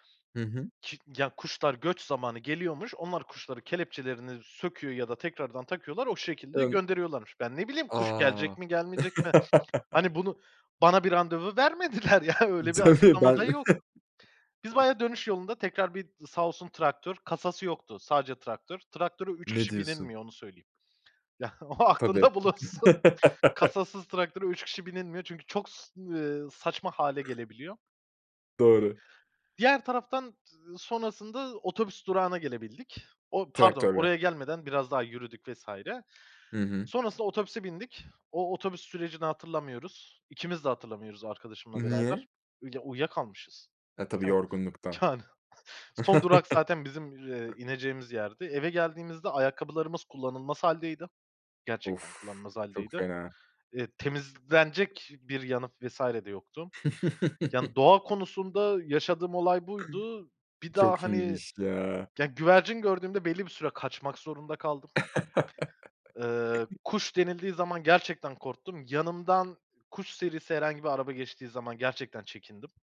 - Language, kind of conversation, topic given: Turkish, podcast, Unutamadığın bir doğa maceranı anlatır mısın?
- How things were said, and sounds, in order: chuckle; other background noise; laughing while speaking: "vermediler, ya"; laughing while speaking: "Değil mi?"; chuckle; laughing while speaking: "o aklında bulunsun"; chuckle; tapping; chuckle; chuckle; chuckle